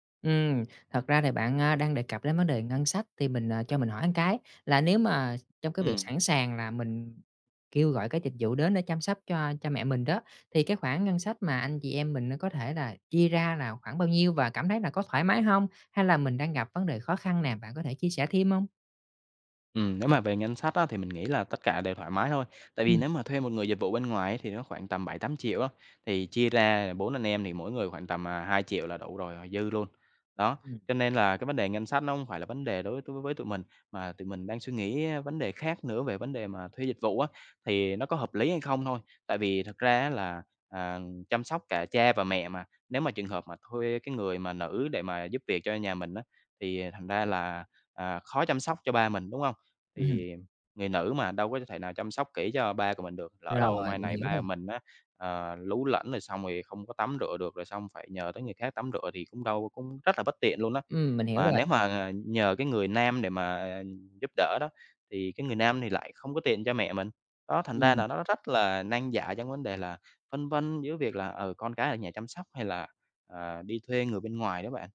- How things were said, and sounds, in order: tapping; other background noise
- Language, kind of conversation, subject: Vietnamese, advice, Khi cha mẹ đã lớn tuổi và sức khỏe giảm sút, tôi nên tự chăm sóc hay thuê dịch vụ chăm sóc?